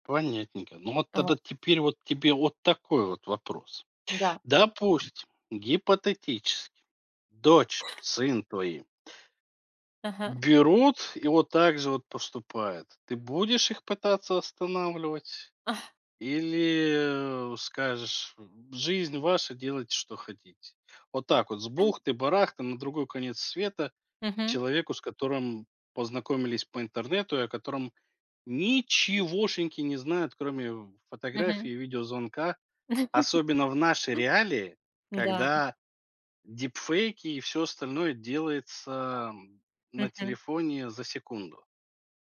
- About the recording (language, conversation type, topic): Russian, podcast, Как вы решаетесь на крупные жизненные перемены, например на переезд?
- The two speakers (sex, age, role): female, 40-44, guest; male, 40-44, host
- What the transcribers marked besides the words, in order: tapping; stressed: "ничегошеньки"; chuckle; other background noise; in English: "дипфейки"